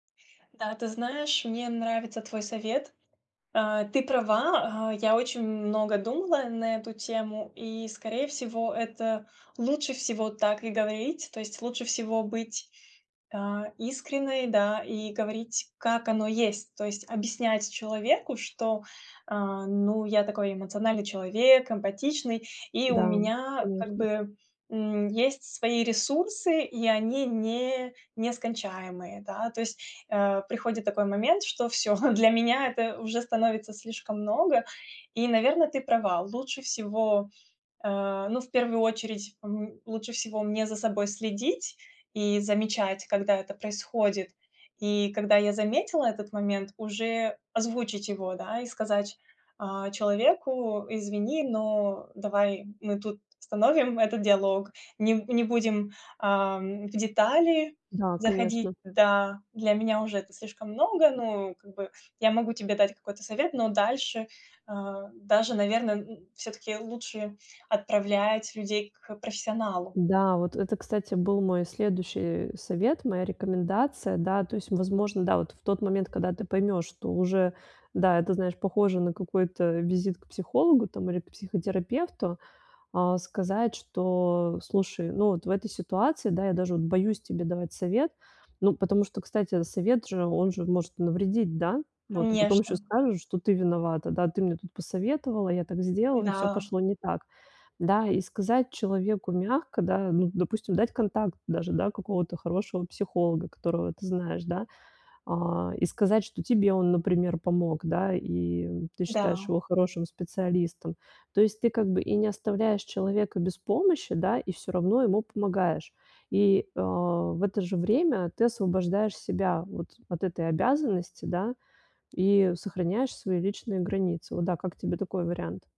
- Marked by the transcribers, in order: tapping
- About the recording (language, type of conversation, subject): Russian, advice, Как обсудить с партнёром границы и ожидания без ссоры?